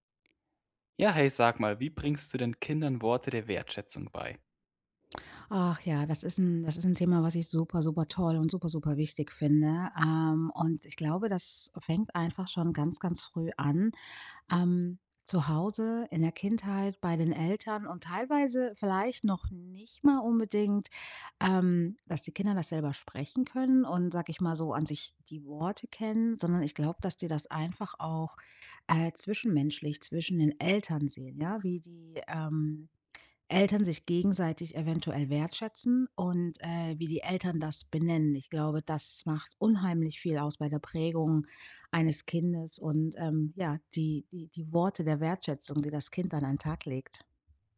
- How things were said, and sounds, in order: none
- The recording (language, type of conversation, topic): German, podcast, Wie bringst du Kindern Worte der Wertschätzung bei?